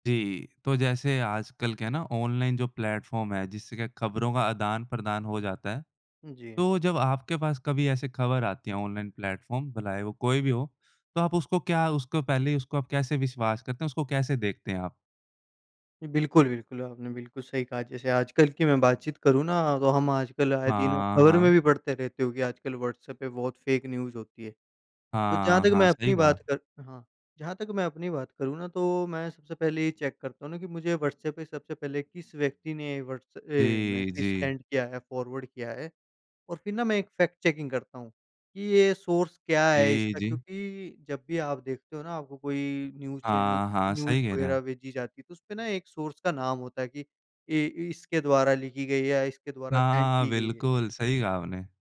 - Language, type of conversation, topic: Hindi, podcast, ऑनलाइन खबरें और जानकारी पढ़ते समय आप सच को कैसे परखते हैं?
- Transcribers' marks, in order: in English: "प्लेटफॉर्म"; in English: "प्लेटफॉर्म"; in English: "फेक न्यूज़"; in English: "मैसेज सेंड"; in English: "फॉरवर्ड"; in English: "फैक्ट चेकिंग"; in English: "सोर्स"; in English: "न्यूज़"; in English: "न्यूज़"; in English: "सोर्स"; in English: "सेंड"